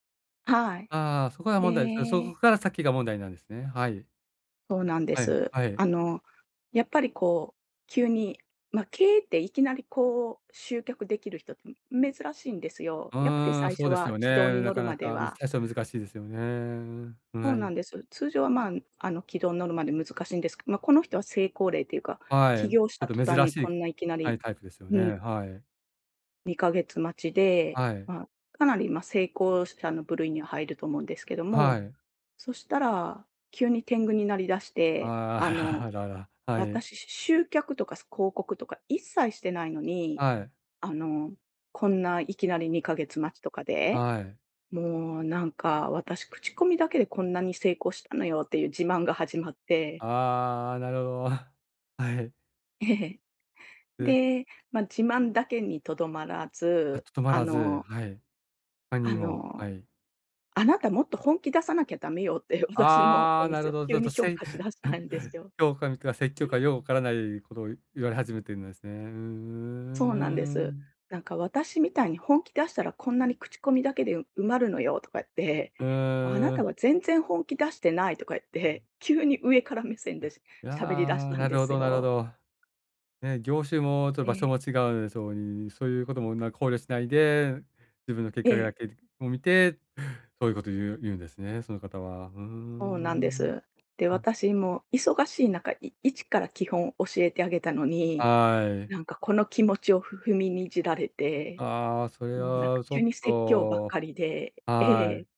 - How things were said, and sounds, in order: laughing while speaking: "あら"; chuckle; laughing while speaking: "って私のお店を急に評価し出したんですよ"; laugh
- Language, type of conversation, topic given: Japanese, advice, 他人の評価に振り回されて自分の価値がわからなくなったとき、どうすればいいですか？